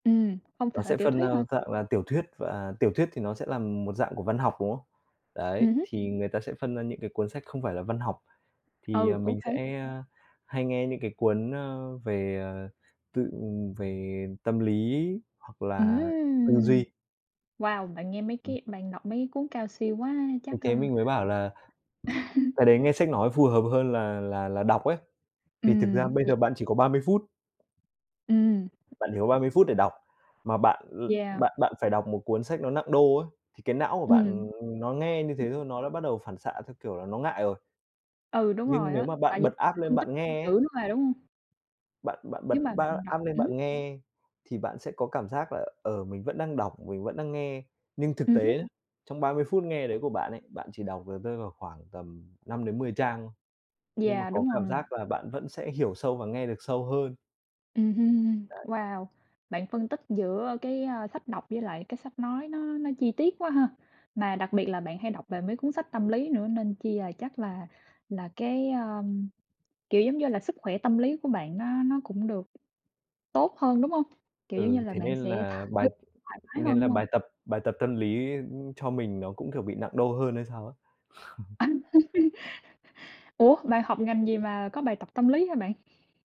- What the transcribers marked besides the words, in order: tapping; other background noise; laugh; unintelligible speech; unintelligible speech; in English: "app"; unintelligible speech; in English: "app"; unintelligible speech; laugh; chuckle
- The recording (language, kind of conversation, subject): Vietnamese, unstructured, Bạn thích đọc sách giấy hay sách điện tử hơn?